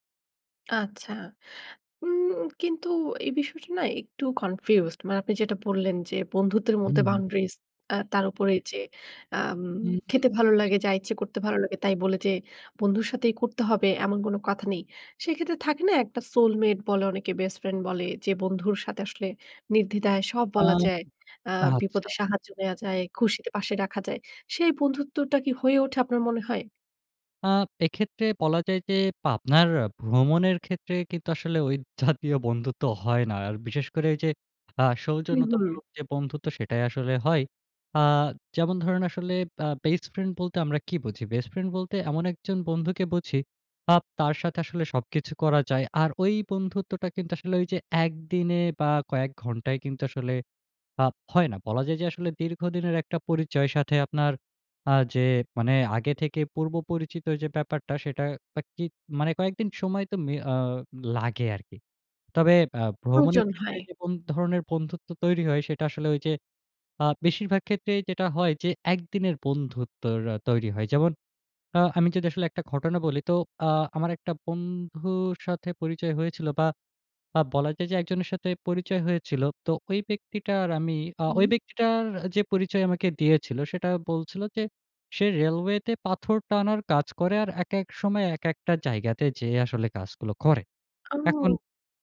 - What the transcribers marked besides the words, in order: tapping; in English: "boundaries"; in English: "soul-mate"; chuckle
- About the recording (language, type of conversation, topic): Bengali, podcast, একলা ভ্রমণে সহজে বন্ধুত্ব গড়ার উপায় কী?